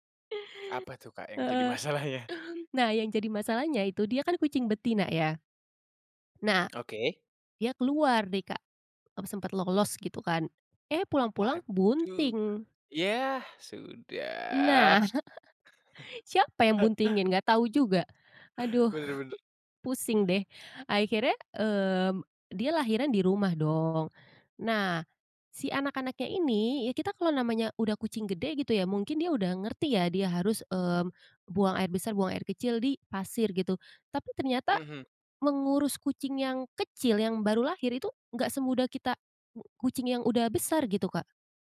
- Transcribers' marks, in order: laughing while speaking: "masalahnya?"; tapping; chuckle; drawn out: "sudah"; laugh; other background noise
- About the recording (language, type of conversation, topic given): Indonesian, podcast, Apa kenangan terbaikmu saat memelihara hewan peliharaan pertamamu?